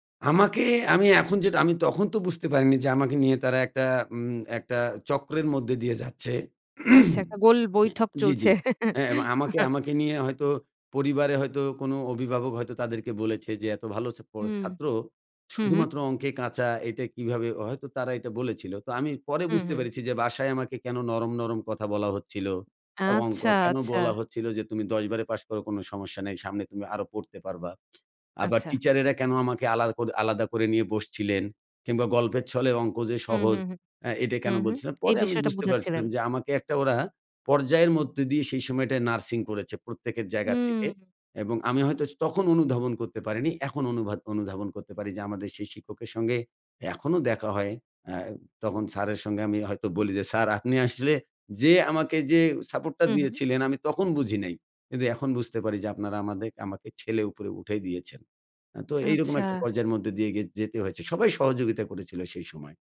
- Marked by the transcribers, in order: throat clearing; laugh; tapping; other background noise
- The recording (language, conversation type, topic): Bengali, podcast, ব্যর্থ হলে তুমি কীভাবে আবার ঘুরে দাঁড়াও?